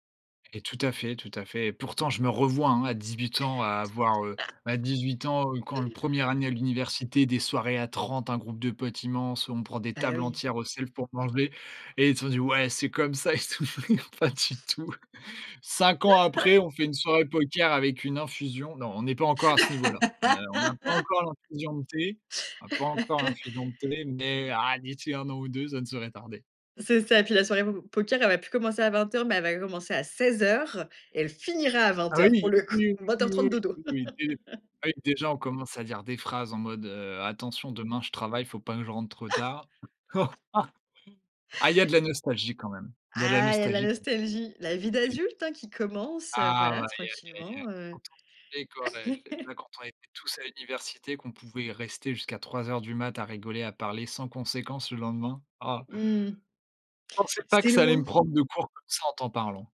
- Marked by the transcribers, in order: laugh; unintelligible speech; laughing while speaking: "pas du tout"; stressed: "cinq ans après"; chuckle; laugh; laugh; stressed: "finira"; laugh; chuckle; unintelligible speech; unintelligible speech; chuckle
- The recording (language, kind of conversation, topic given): French, podcast, Comment bâtis-tu des amitiés en ligne par rapport à la vraie vie, selon toi ?